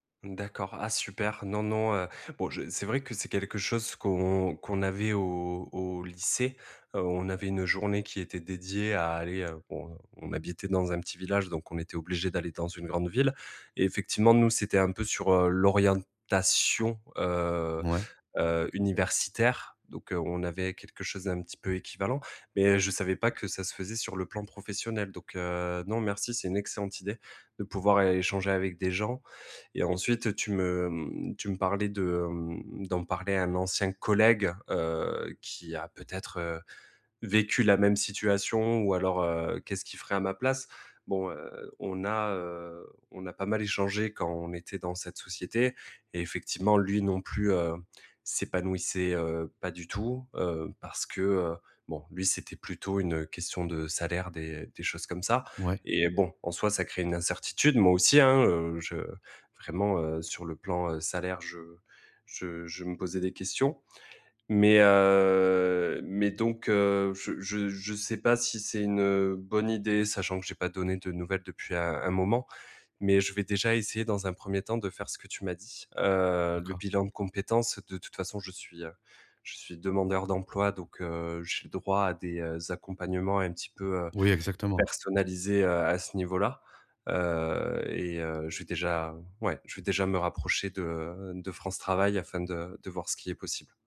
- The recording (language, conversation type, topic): French, advice, Comment puis-je mieux gérer mon anxiété face à l’incertitude ?
- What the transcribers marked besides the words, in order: other background noise; stressed: "l'orientation"; stressed: "collègue"; drawn out: "heu"; drawn out: "Heu"; tapping